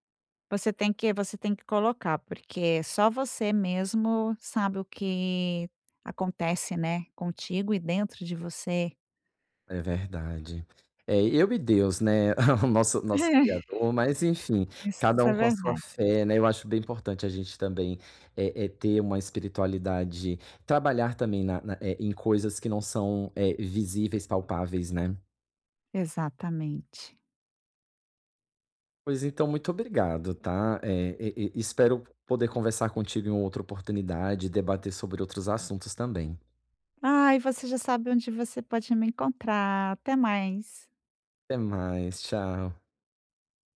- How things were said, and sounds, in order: chuckle; laughing while speaking: "É"
- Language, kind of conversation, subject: Portuguese, advice, Como posso lidar com a pressão social ao tentar impor meus limites pessoais?